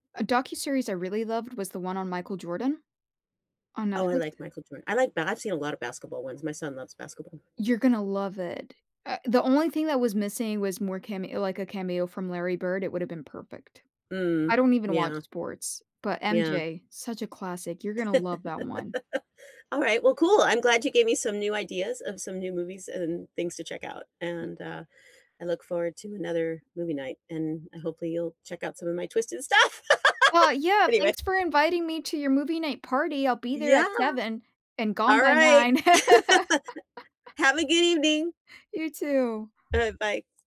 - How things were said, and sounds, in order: laugh; laugh; other background noise; laugh; laugh; tapping
- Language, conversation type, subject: English, unstructured, What movie marathon suits friends' night and how would each friend contribute?
- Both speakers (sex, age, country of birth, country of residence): female, 30-34, United States, United States; female, 55-59, United States, United States